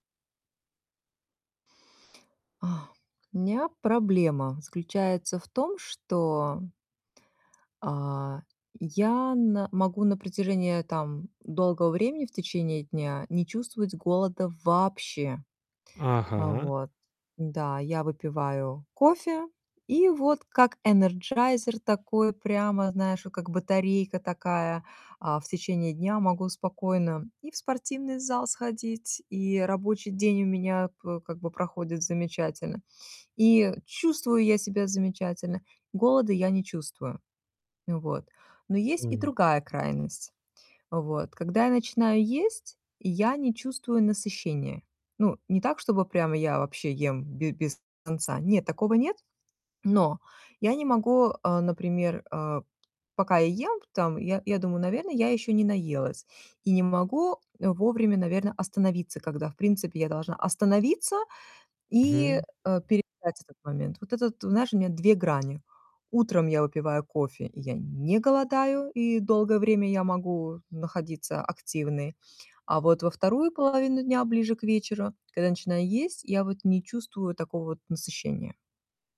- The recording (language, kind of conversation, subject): Russian, advice, Как понять, когда я действительно голоден, а когда ем по привычке?
- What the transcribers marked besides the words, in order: sigh; distorted speech; other background noise